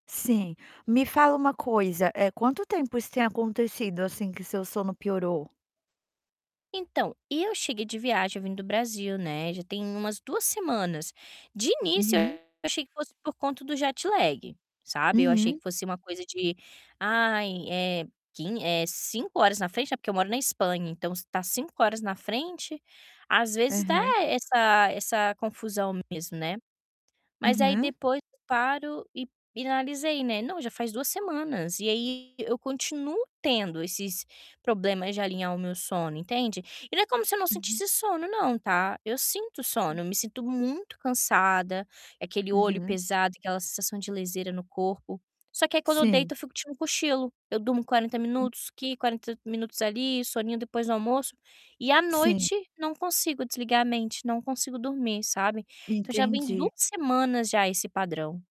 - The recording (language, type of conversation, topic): Portuguese, advice, Como posso ajustar cochilos longos e frequentes para não atrapalhar o sono à noite?
- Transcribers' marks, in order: static; distorted speech; tapping; in English: "jet lag"; other background noise; stressed: "muito"